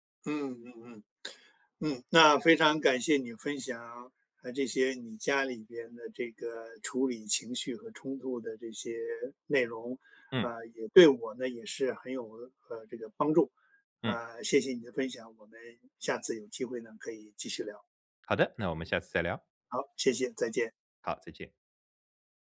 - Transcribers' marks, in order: none
- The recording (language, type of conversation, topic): Chinese, podcast, 在家里如何示范处理情绪和冲突？